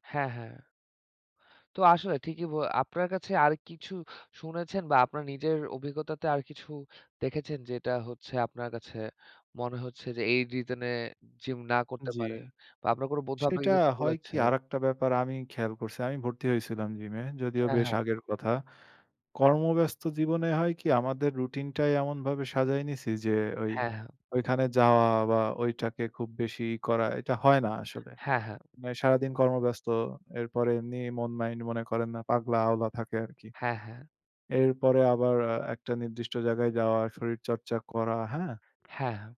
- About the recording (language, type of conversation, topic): Bengali, unstructured, অনেক মানুষ কেন ব্যায়াম করতে ভয় পান?
- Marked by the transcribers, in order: none